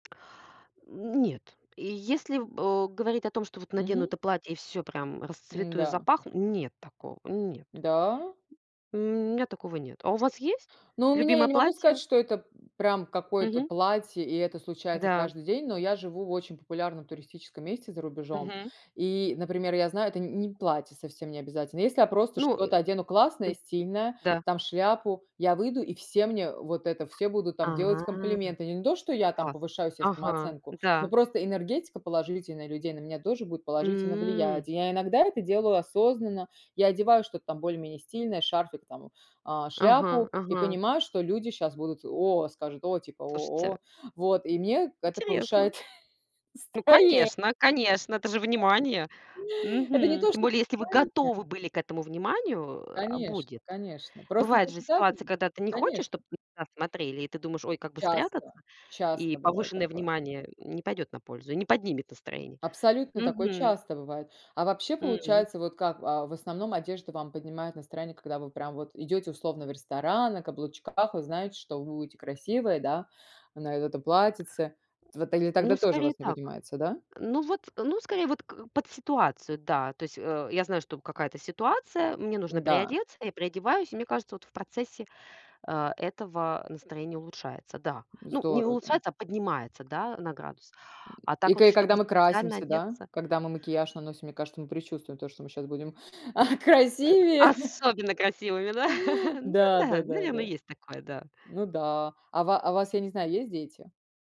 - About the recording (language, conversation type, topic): Russian, unstructured, Как одежда влияет на твое настроение?
- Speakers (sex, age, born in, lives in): female, 35-39, Armenia, United States; female, 40-44, Russia, United States
- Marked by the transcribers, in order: tapping; other background noise; drawn out: "Ага!"; drawn out: "М"; laughing while speaking: "повышает настрое"; other noise; laughing while speaking: "Это не то что политет"; stressed: "поднимет"; grunt; grunt; stressed: "Особенно"; chuckle; laughing while speaking: "красивее!"; chuckle